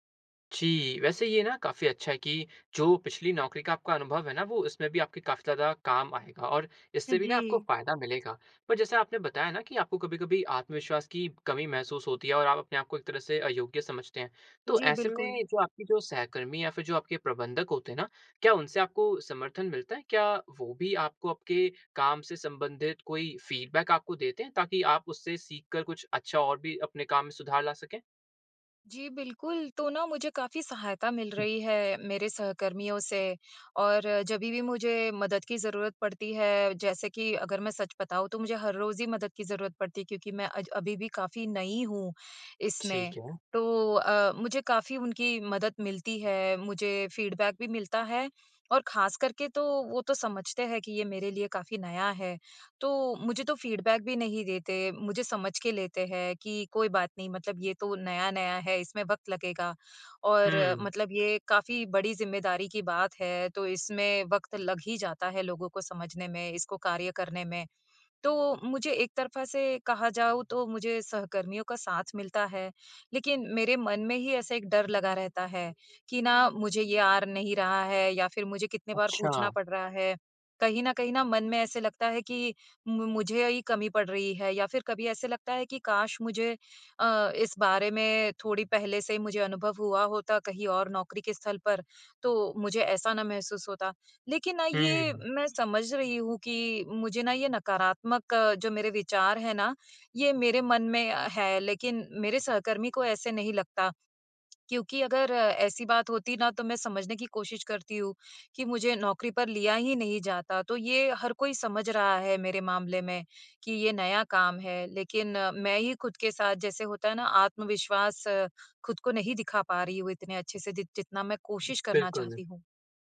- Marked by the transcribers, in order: in English: "फ़ीडबैक"; other background noise; in English: "फ़ीडबैक"; in English: "फ़ीडबैक"; "आ" said as "आर"
- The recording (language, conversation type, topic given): Hindi, advice, मैं नए काम में आत्मविश्वास की कमी महसूस करके खुद को अयोग्य क्यों मान रहा/रही हूँ?